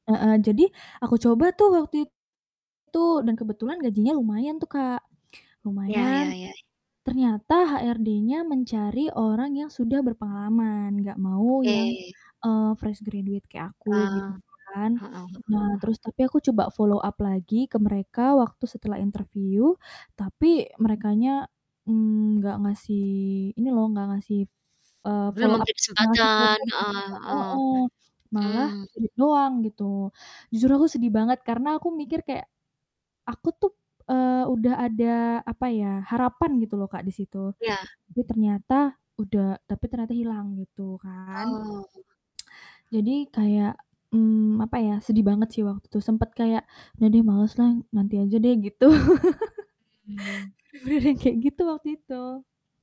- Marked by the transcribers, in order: distorted speech; in English: "fresh graduate"; in English: "follow up"; in English: "follow up"; in English: "di-read"; tsk; laughing while speaking: "gitu. Beneran kayak"
- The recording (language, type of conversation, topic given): Indonesian, podcast, Pernahkah kamu mengalami kegagalan yang justru menjadi pelajaran penting?